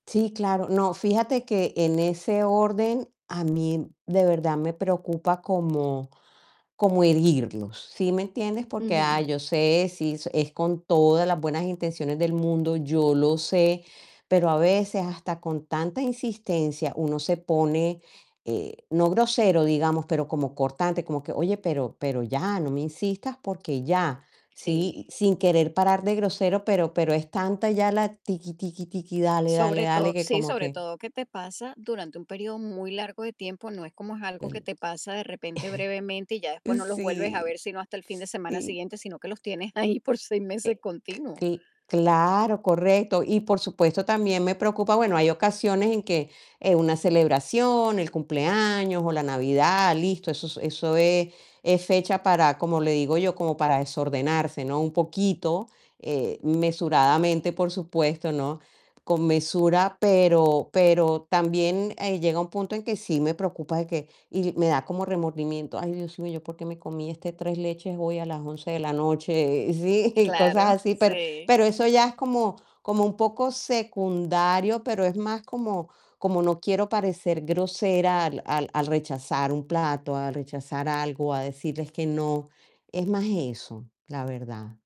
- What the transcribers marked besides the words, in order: distorted speech; other background noise; tapping; chuckle; laughing while speaking: "Sí"
- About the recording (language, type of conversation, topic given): Spanish, advice, ¿Cómo puedo manejar la presión social para comer lo que no quiero?